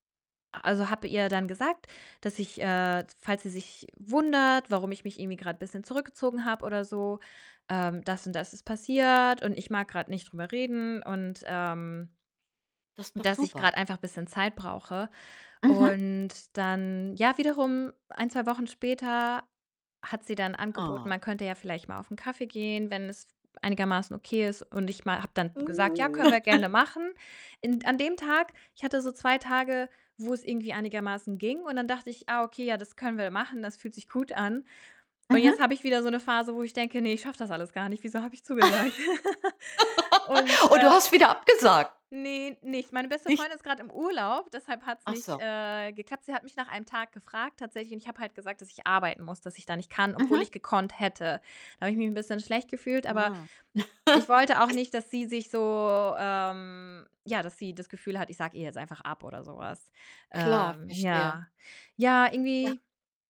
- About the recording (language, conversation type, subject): German, advice, Wie kann ich meiner Familie erklären, dass ich im Moment kaum Kraft habe, obwohl sie viel Energie von mir erwartet?
- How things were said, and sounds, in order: distorted speech; other background noise; drawn out: "Hm"; chuckle; laughing while speaking: "gut an"; laugh; laughing while speaking: "zugesagt?"; laugh; chuckle; chuckle; drawn out: "ähm"